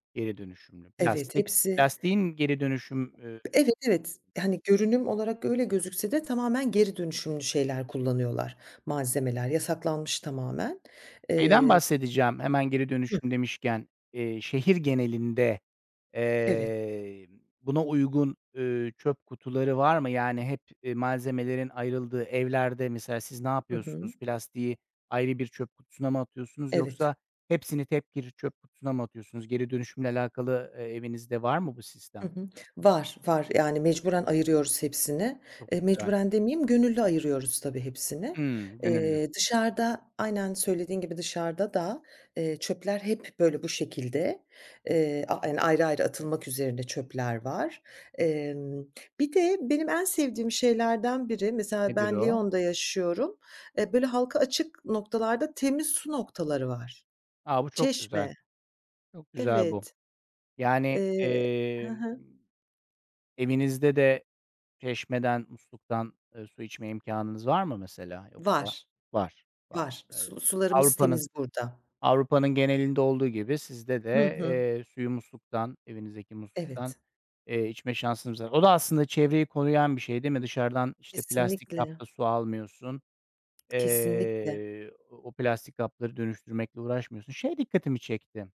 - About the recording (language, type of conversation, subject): Turkish, podcast, Plastik kullanımını azaltmanın pratik yolları nelerdir?
- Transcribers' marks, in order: tapping